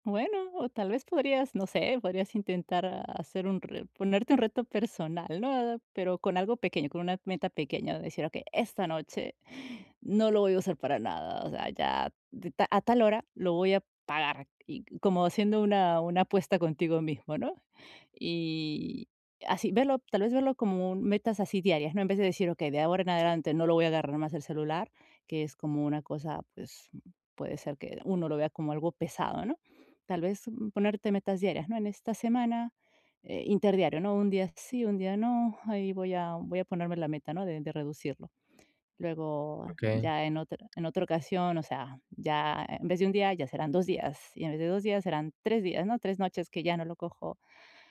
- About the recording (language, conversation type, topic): Spanish, advice, ¿Cómo puedo limitar el uso del celular por la noche para dormir mejor?
- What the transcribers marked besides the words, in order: none